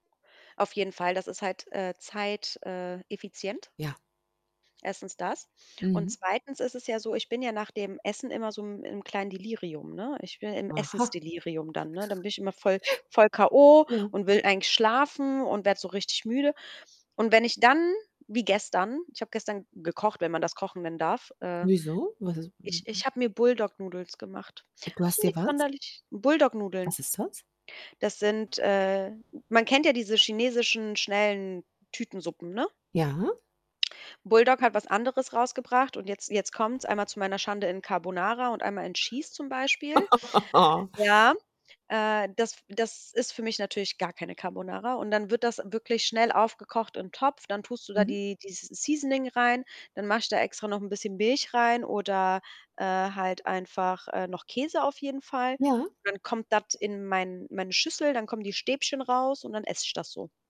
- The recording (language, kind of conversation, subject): German, podcast, Was ist dein Trick gegen ständiges Aufschieben?
- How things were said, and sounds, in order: static; mechanical hum; other background noise; in English: "Noodles"; put-on voice: "Also nix sonderlich"; chuckle; in English: "seasoning"